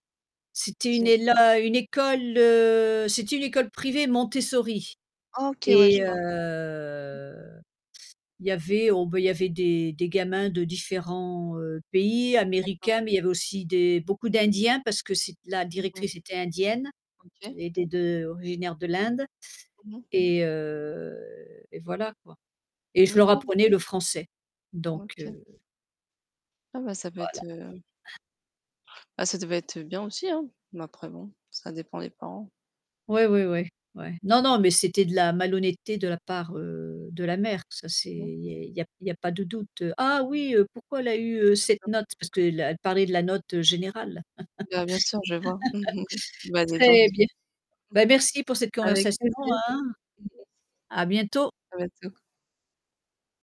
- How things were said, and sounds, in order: static; distorted speech; drawn out: "heu"; other background noise; tapping; drawn out: "heu"; chuckle; laugh; background speech; unintelligible speech
- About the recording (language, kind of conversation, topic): French, unstructured, Quels sont vos passe-temps préférés selon le climat ?